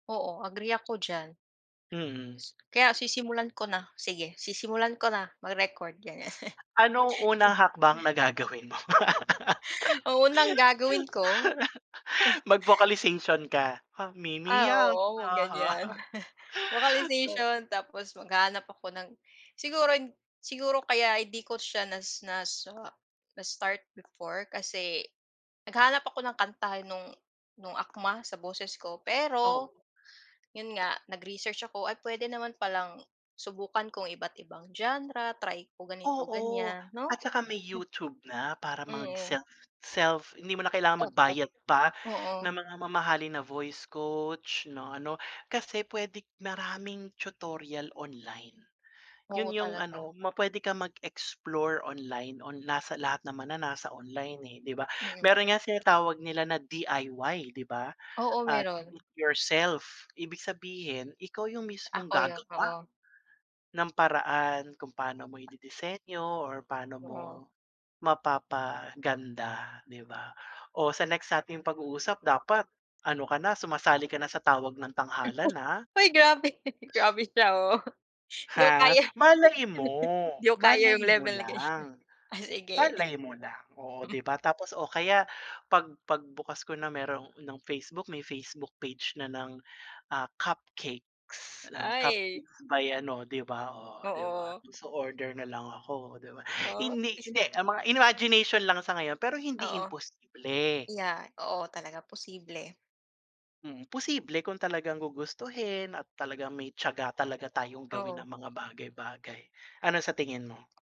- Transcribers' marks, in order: tapping; laugh; laughing while speaking: "mo?"; laugh; chuckle; singing: "Ha mi mi ya ha ha"; laugh; chuckle; chuckle; chuckle; laughing while speaking: "Grabe, grabe siya oh"; laugh; laughing while speaking: "ganyan"; chuckle; unintelligible speech
- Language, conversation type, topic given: Filipino, unstructured, Ano ang pinakamahalagang pangarap mo sa buhay?